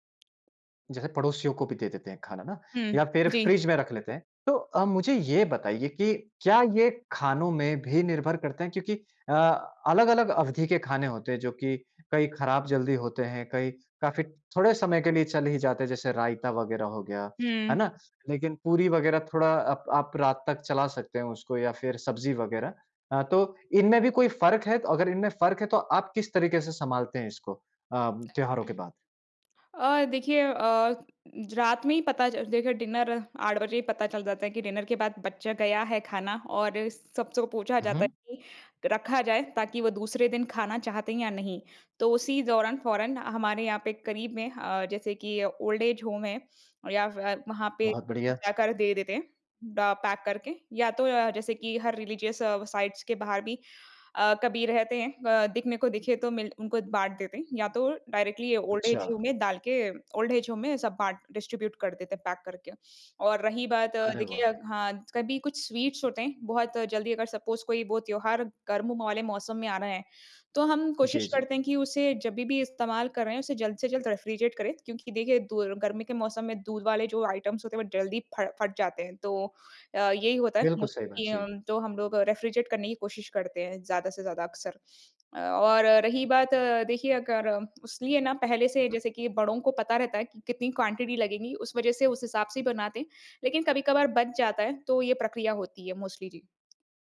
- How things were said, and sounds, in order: tapping; in English: "डिनर"; in English: "डिनर"; in English: "ओल्ड-एज होम"; in English: "पैक"; in English: "रिलीजियस साइट्स"; in English: "डायरेक्टली ओल्ड-एज होम"; in English: "ओल्ड-एज होम"; in English: "डिस्ट्रीब्यूट"; in English: "पैक"; in English: "स्वीट्स"; in English: "सपोज़"; in English: "रेफ़्रिजरेट"; in English: "आइटम्स"; in English: "मोस्टली"; in English: "रेफ़्रिजरेट"; in English: "क्वांटिटी"; in English: "मोस्टली"
- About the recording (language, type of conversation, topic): Hindi, podcast, त्योहारों में बचा हुआ खाना आप आमतौर पर कैसे संभालते हैं?